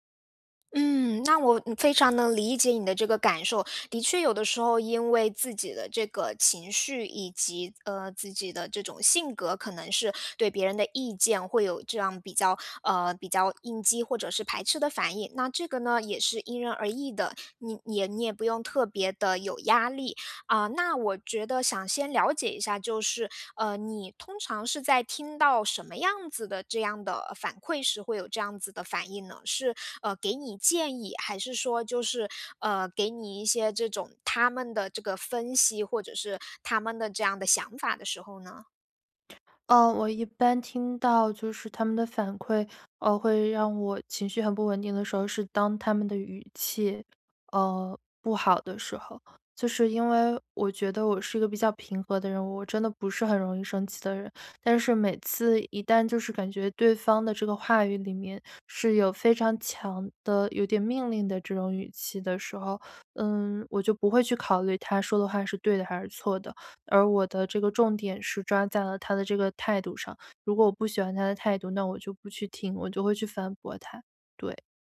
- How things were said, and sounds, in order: none
- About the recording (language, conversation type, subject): Chinese, advice, 如何才能在听到反馈时不立刻产生防御反应？